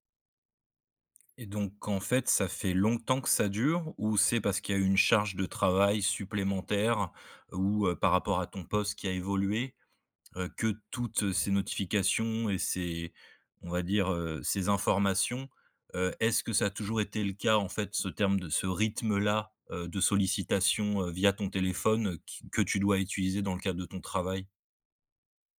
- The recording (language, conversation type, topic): French, advice, Comment rester concentré quand mon téléphone et ses notifications prennent le dessus ?
- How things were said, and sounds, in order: other background noise; stressed: "rythme-là"